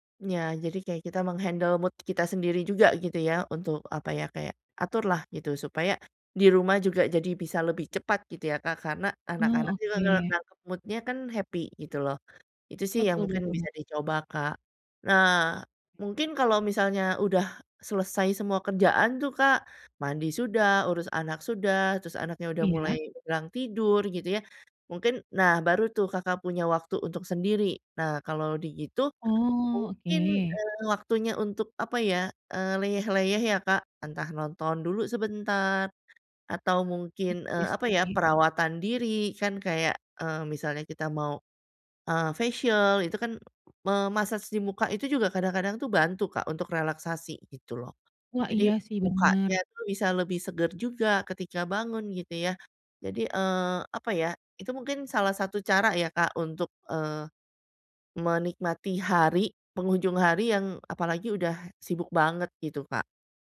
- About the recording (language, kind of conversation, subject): Indonesian, advice, Bagaimana cara mulai rileks di rumah setelah hari yang melelahkan?
- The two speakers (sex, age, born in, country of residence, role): female, 30-34, Indonesia, Indonesia, user; female, 40-44, Indonesia, Indonesia, advisor
- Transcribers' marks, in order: in English: "meng-handle mood"; other background noise; in English: "mood-nya"; in English: "happy"; "begitu" said as "digitu"; in English: "facial"; in English: "me-massage"